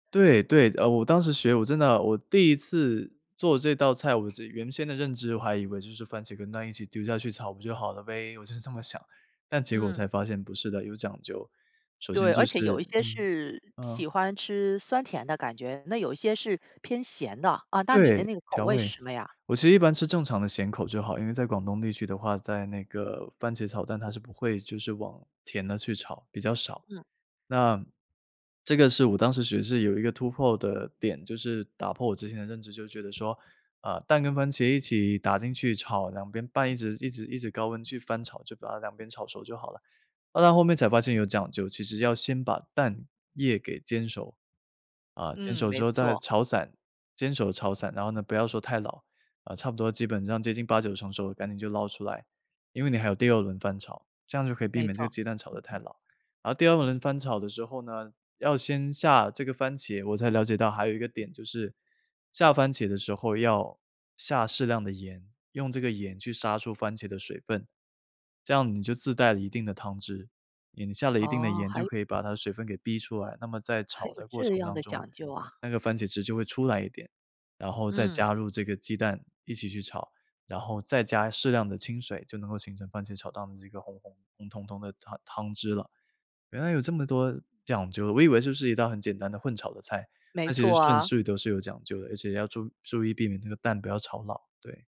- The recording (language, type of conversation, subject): Chinese, podcast, 你是怎么开始学做饭的？
- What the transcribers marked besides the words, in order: none